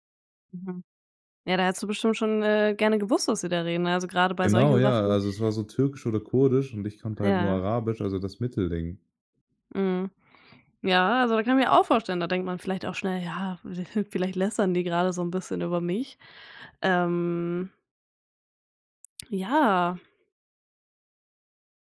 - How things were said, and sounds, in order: chuckle
- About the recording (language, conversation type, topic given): German, podcast, Wie gehst du mit dem Sprachwechsel in deiner Familie um?